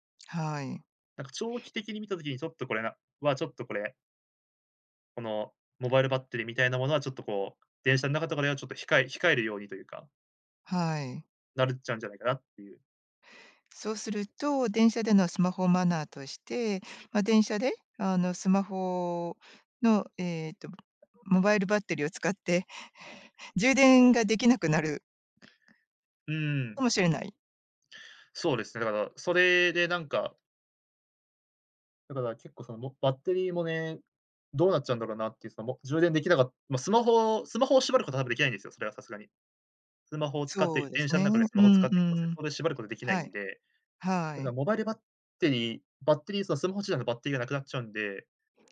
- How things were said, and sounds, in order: none
- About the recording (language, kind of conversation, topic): Japanese, podcast, 電車内でのスマホの利用マナーで、あなたが気になることは何ですか？